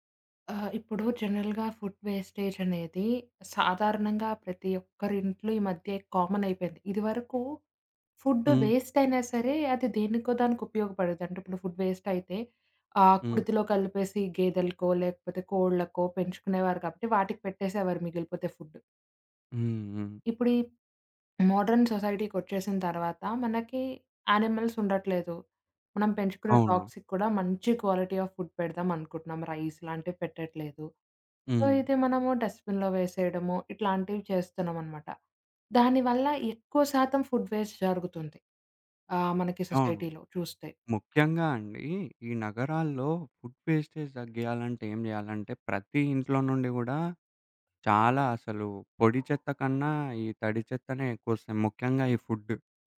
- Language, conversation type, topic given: Telugu, podcast, ఆహార వృథాను తగ్గించడానికి ఇంట్లో సులభంగా పాటించగల మార్గాలు ఏమేమి?
- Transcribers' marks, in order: in English: "జనరల్‌గా ఫుడ్"; in English: "కామన్"; in English: "ఫుడ్"; in English: "ఫుడ్"; in English: "మోడర్న్"; in English: "యానిమల్స్"; in English: "డాగ్స్‌కి"; in English: "క్వాలిటీ ఆఫ్ ఫుడ్"; in English: "రైస్"; in English: "సో"; in English: "డస్ట్‌బిన్‌లో"; in English: "ఫుడ్ వేస్ట్"; in English: "సొసైటీలో"; other background noise; in English: "ఫుడ్ వేస్టేజ్"